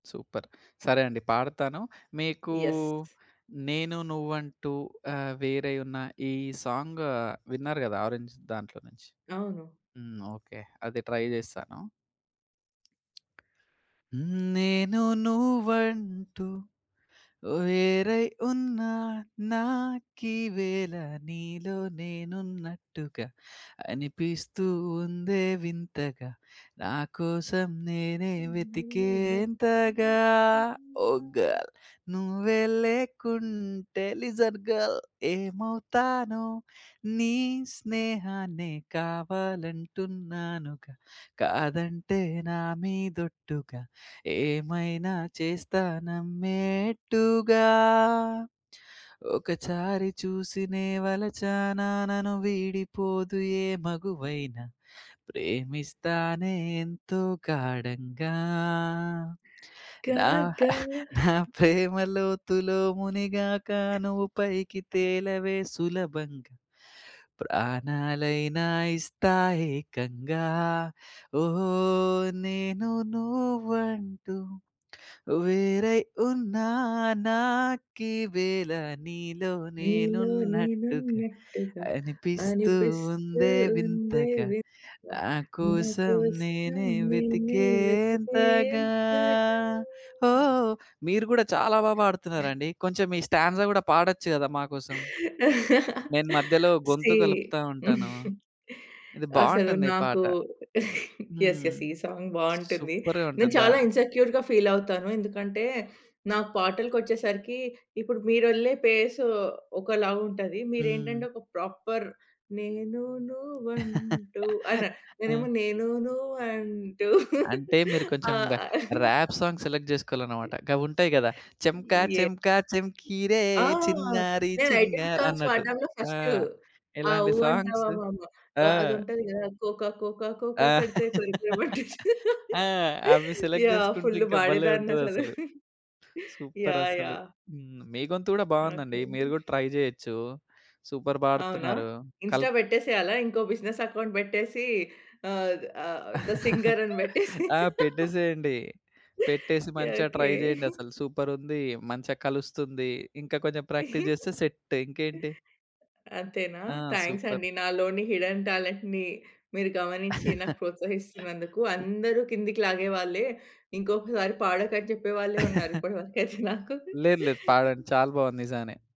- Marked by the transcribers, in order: in English: "సూపర్"; in English: "యెస్"; other background noise; in English: "సాంగ్"; in English: "ట్రై"; tapping; singing: "హ్మ్ నేను నువ్వంటూ వేరై ఉన్నా … నేనే వెతికేంతగా ఓ"; singing: "నేనే వెతికేంతగా"; chuckle; singing: "కా ఘ"; singing: "నీలో నేనున్నట్టుగా అనిపిస్తూ ఉందే వింతగా నాకోసం నేనే వెతికేంతగా"; in English: "స్టాంజా"; laughing while speaking: "సీ. అసలు నాకు"; in English: "సీ"; in English: "యెస్! యెస్!"; in English: "సాంగ్"; in English: "సూపర్‌గా"; in English: "ఇన్సెక్యూర్‌గా"; in English: "ప్రాపర్"; chuckle; laughing while speaking: "నేనేమో నేను నువంటు ఆ!"; in English: "ర్యాప్ సాంగ్ సెలెక్ట్"; in English: "ఎస్"; singing: "చెంకా చెంకా చెంకీ రే చిన్నారి చింగార్"; in English: "సాంగ్స్"; in English: "సాంగ్స్"; singing: "కోకా కోకా కోకా కడితే కొరికెయమంటూ చు"; chuckle; in English: "సెలెక్ట్"; chuckle; in English: "సూపర్"; in English: "ట్రై"; in English: "సూపర్"; in English: "ఇన్‌స్టా"; in English: "బిజినెస్ అకౌంట్"; chuckle; in English: "థ సింగర్"; laugh; in English: "ట్రై"; in English: "సూపర్"; in English: "ప్రాక్టీస్"; chuckle; in English: "సెట్"; in English: "థాంక్స్"; in English: "హిడెన్ టాలెంట్‌ని"; in English: "సూపర్"; chuckle; chuckle; chuckle
- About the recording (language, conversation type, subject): Telugu, podcast, స్నేహితులు లేదా కుటుంబ సభ్యులు మీ సంగీత రుచిని ఎలా మార్చారు?